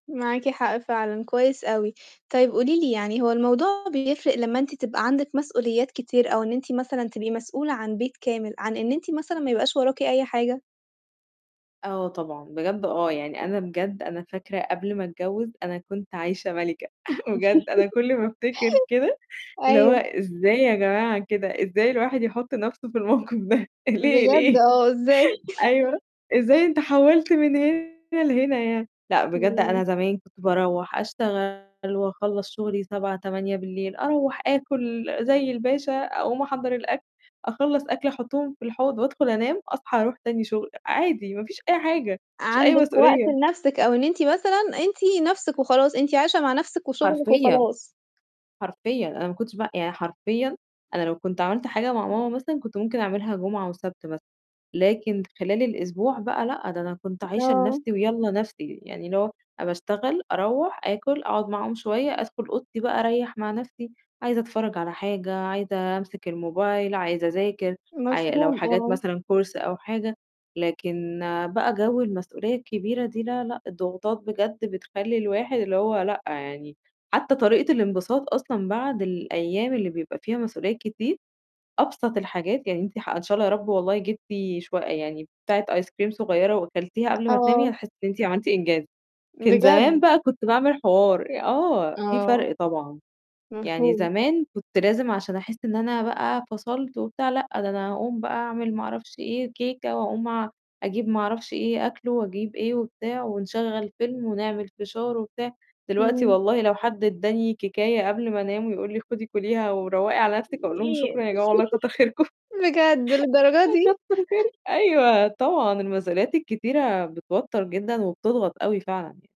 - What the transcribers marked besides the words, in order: distorted speech; laugh; chuckle; laughing while speaking: "في الموقف ده ليه، ليه؟"; tapping; other noise; in English: "كورس"; unintelligible speech; laugh; laughing while speaking: "كتّر خيركم"; laughing while speaking: "آه كتّر خير"
- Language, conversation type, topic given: Arabic, podcast, إيه الطرق اللي بتريحك بعد يوم طويل؟